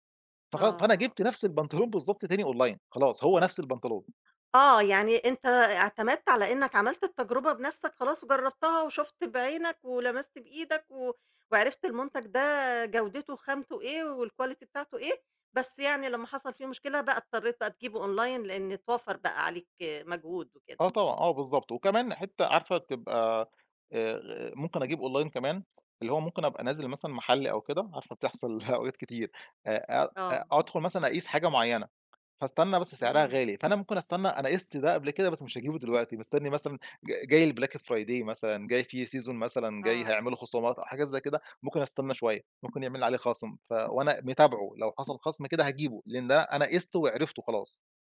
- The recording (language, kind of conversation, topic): Arabic, podcast, بتحب تشتري أونلاين ولا تفضل تروح المحل، وليه؟
- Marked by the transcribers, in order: in English: "Online"; in English: "والQuality"; in English: "Online"; in English: "Online"; in English: "الBlack Friday"; in English: "Season"